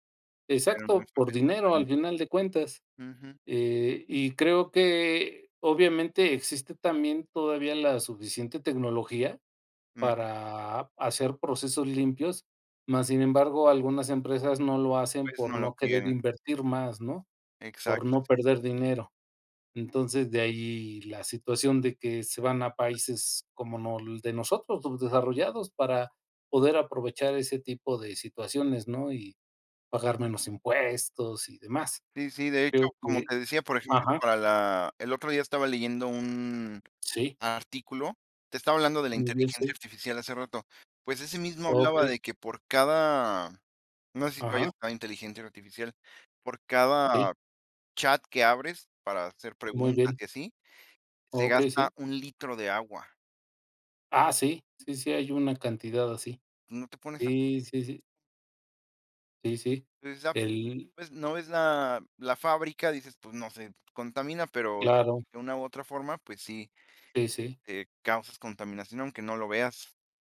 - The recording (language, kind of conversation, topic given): Spanish, unstructured, ¿Cómo crees que la tecnología ha mejorado tu vida diaria?
- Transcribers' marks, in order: other background noise